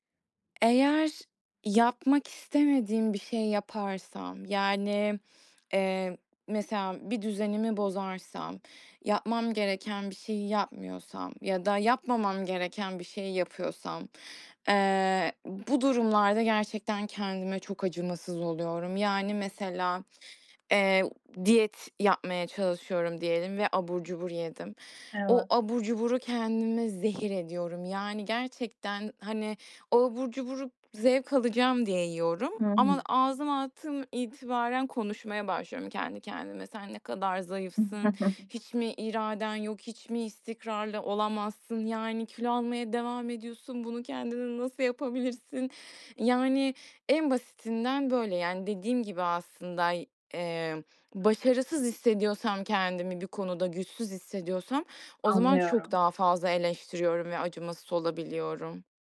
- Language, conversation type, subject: Turkish, advice, Kendime sürekli sert ve yıkıcı şeyler söylemeyi nasıl durdurabilirim?
- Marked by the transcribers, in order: tapping; other noise; other background noise; chuckle